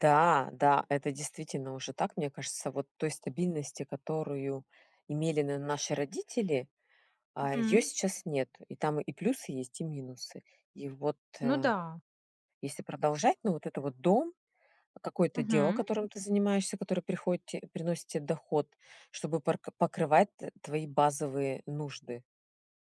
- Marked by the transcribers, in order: none
- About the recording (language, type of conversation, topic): Russian, podcast, Что для тебя важнее — стабильность или свобода?